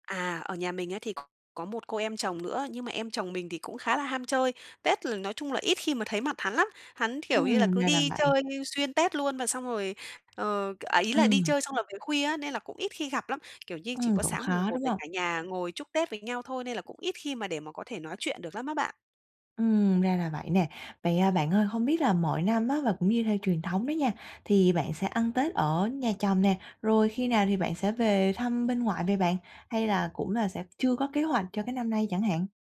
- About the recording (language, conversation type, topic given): Vietnamese, advice, Vì sao tôi lại cảm thấy lạc lõng trong dịp lễ?
- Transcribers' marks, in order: other background noise; tapping